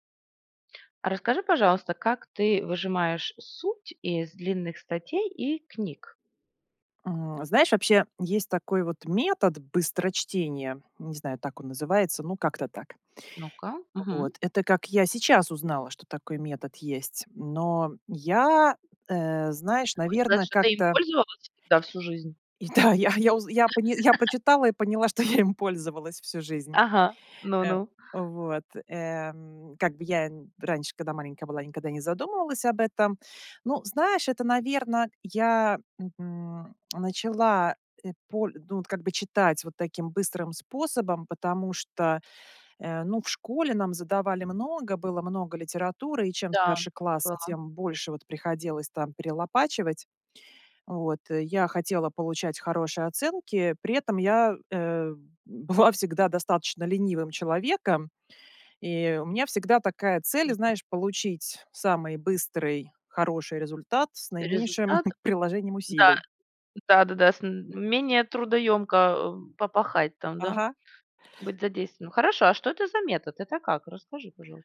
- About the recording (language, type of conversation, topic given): Russian, podcast, Как выжимать суть из длинных статей и книг?
- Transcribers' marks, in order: tapping; other background noise; laughing while speaking: "и да, я я узн … я им пользовалась"; laugh; laughing while speaking: "была"; chuckle